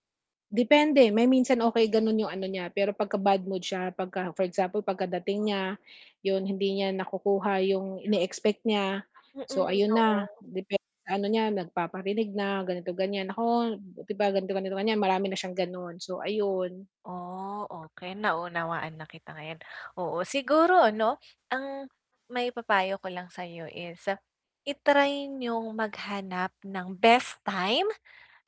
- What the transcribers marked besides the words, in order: static
- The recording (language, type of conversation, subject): Filipino, advice, Paano ko mas mapapabuti ang malinaw na komunikasyon at pagtatakda ng hangganan sa aming relasyon?